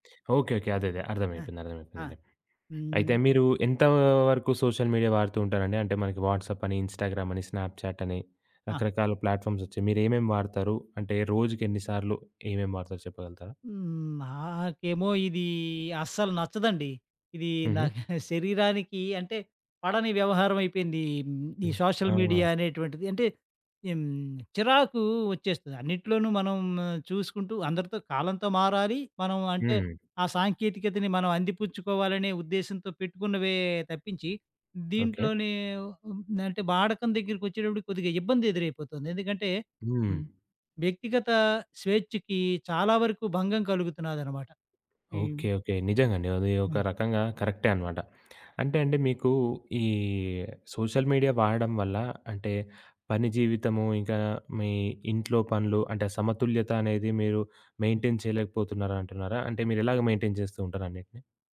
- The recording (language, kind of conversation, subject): Telugu, podcast, సామాజిక మాధ్యమాలు మీ మనస్తత్వంపై ఎలా ప్రభావం చూపాయి?
- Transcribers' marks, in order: other background noise; in English: "సోషల్ మీడియా"; in English: "వాట్సాప్"; in English: "ఇన్‌స్టా‌గ్రామ్"; in English: "స్నాప్‌చాట్"; in English: "ప్లాట్‌ఫారమ్స్"; chuckle; in English: "సోషల్ మీడియా"; in English: "సోషల్ మీడియా"; in English: "మెయింటైన్"; in English: "మెయింటైన్"